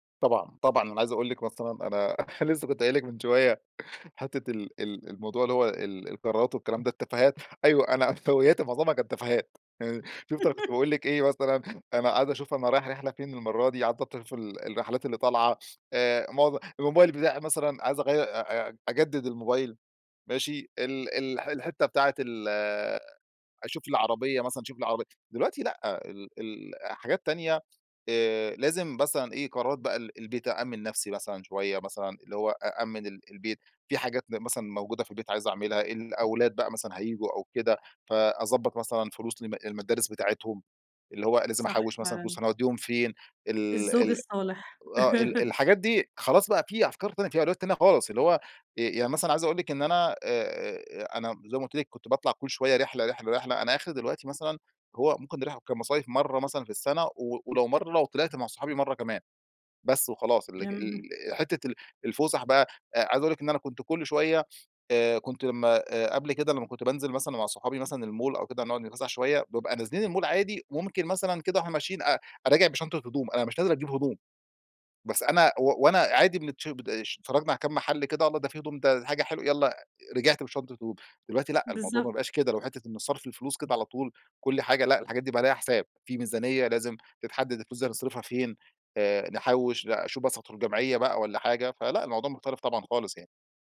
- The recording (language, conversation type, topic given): Arabic, podcast, إزاي حياتك اتغيّرت بعد الجواز؟
- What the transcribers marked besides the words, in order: laughing while speaking: "لسه"; chuckle; other background noise; laughing while speaking: "عفوياتي"; laugh; chuckle; unintelligible speech; in English: "الموبايل"; in English: "الموبايل"; chuckle; unintelligible speech